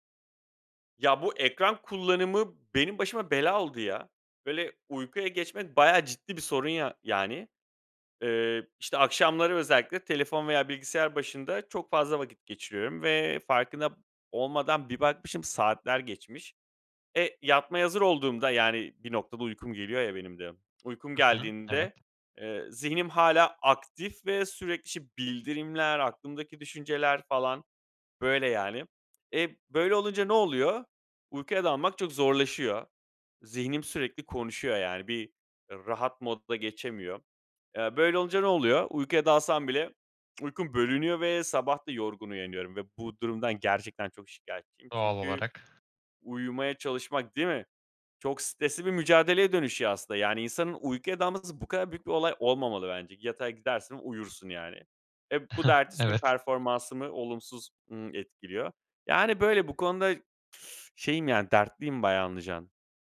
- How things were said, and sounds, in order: other background noise; tapping; giggle; other noise
- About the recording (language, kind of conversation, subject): Turkish, advice, Akşamları ekran kullanımı nedeniyle uykuya dalmakta zorlanıyorsanız ne yapabilirsiniz?